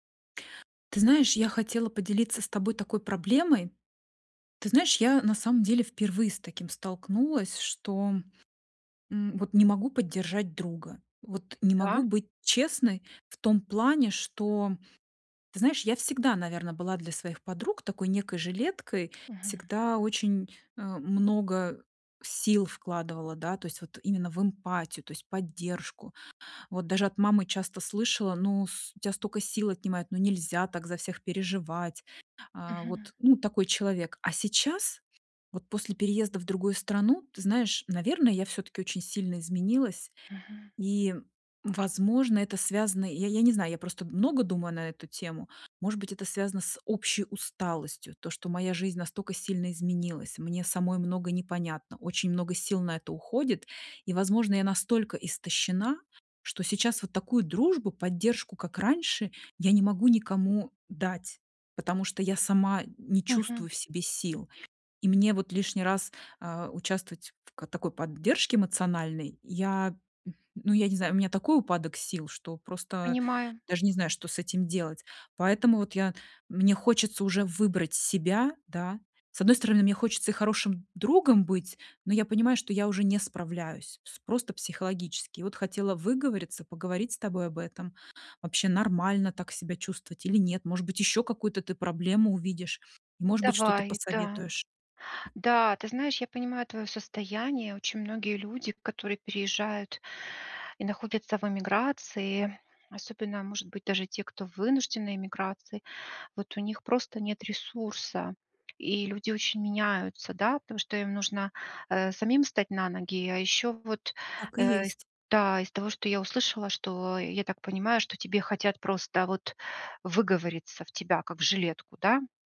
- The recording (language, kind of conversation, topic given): Russian, advice, Как честно выразить критику, чтобы не обидеть человека и сохранить отношения?
- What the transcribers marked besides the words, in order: tapping